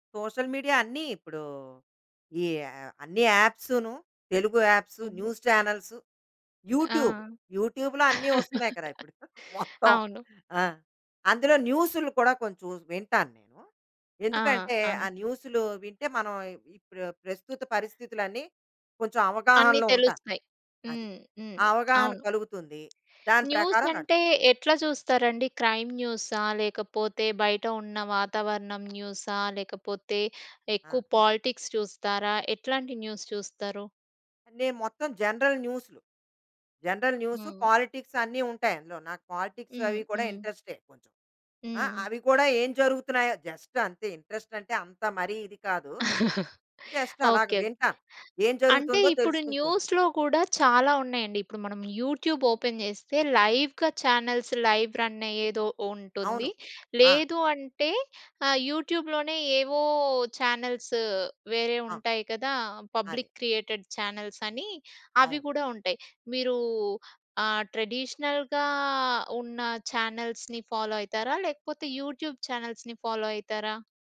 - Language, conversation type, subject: Telugu, podcast, సోషల్ మీడియా మీ జీవితాన్ని ఎలా మార్చింది?
- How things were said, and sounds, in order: in English: "సోషల్ మీడియా"; in English: "యాప్స్, న్యూస్ చానల్స్, యూట్యూబ్, యూట్యూబ్‌లో"; laugh; laughing while speaking: "మొత్తం"; tapping; in English: "న్యూస్"; in English: "క్రైమ్"; in English: "పాలిటిక్స్"; in English: "న్యూస్"; in English: "జనరల్"; in English: "జనరల్"; in English: "పాలిటిక్స్"; in English: "పాలిటిక్స్"; other background noise; in English: "జస్ట్"; chuckle; in English: "జస్ట్"; in English: "న్యూస్‍లో"; in English: "యూట్యూబ్ ఓపెన్"; in English: "లైవ్‌గా ఛానల్స్, లైవ్ రన్"; in English: "పబ్లిక్ క్రియేటెడ్"; drawn out: "ట్రెడిషనల్‍గా"; in English: "ట్రెడిషనల్‍గా"; in English: "ఛానల్స్‌ని ఫాలో"; in English: "యూట్యూబ్ ఛానల్స్‌ని ఫాలో"